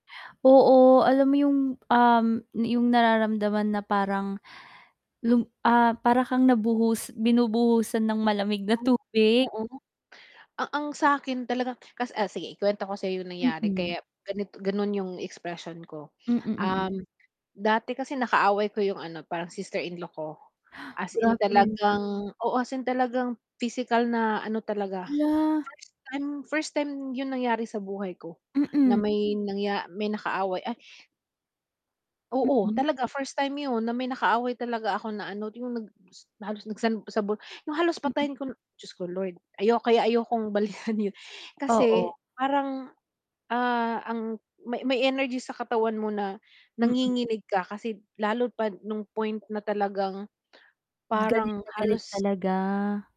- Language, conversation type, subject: Filipino, unstructured, Ano ang ginagawa mo kapag bigla kang nababalik sa isang hindi magandang alaala?
- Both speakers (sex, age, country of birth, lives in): female, 25-29, Philippines, Philippines; female, 40-44, Philippines, Philippines
- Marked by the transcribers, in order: static; distorted speech; other background noise; unintelligible speech; laughing while speaking: "balikan yun"